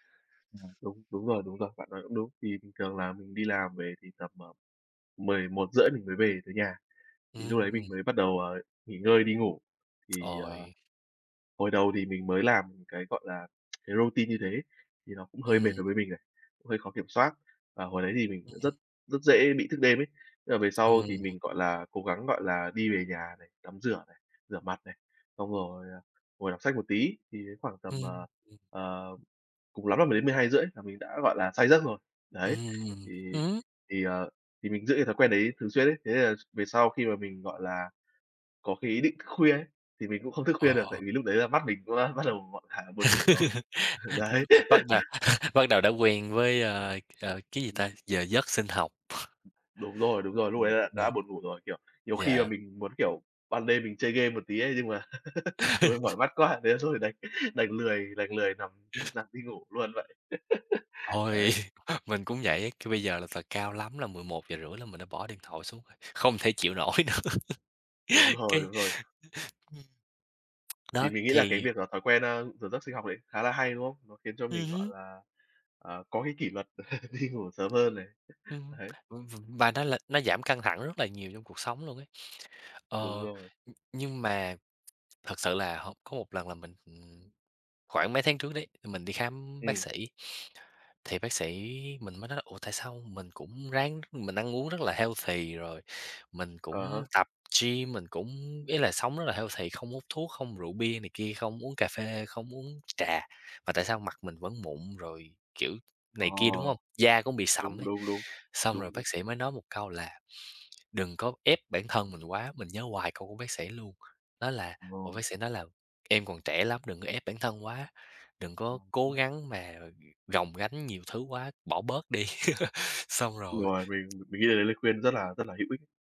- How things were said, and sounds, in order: tongue click; lip smack; in English: "routine"; other background noise; chuckle; tapping; laughing while speaking: "bắt đầu"; chuckle; chuckle; unintelligible speech; chuckle; laugh; laughing while speaking: "Ôi!"; laugh; laughing while speaking: "nữa"; chuckle; tsk; chuckle; other noise; in English: "healthy"; in English: "healthy"; chuckle
- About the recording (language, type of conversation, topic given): Vietnamese, unstructured, Bạn nghĩ làm thế nào để giảm căng thẳng trong cuộc sống hằng ngày?